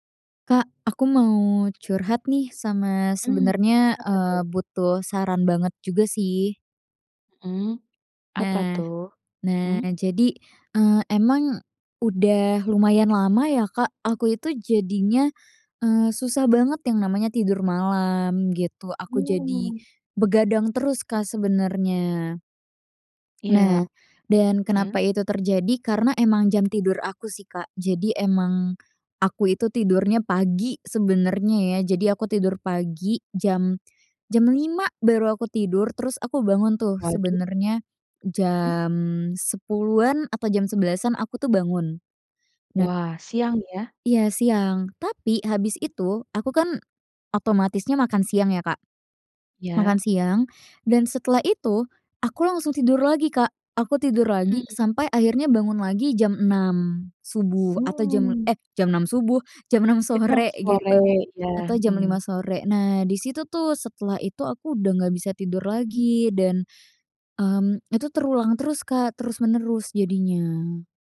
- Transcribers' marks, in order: other background noise; unintelligible speech
- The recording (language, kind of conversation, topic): Indonesian, advice, Apakah tidur siang yang terlalu lama membuat Anda sulit tidur pada malam hari?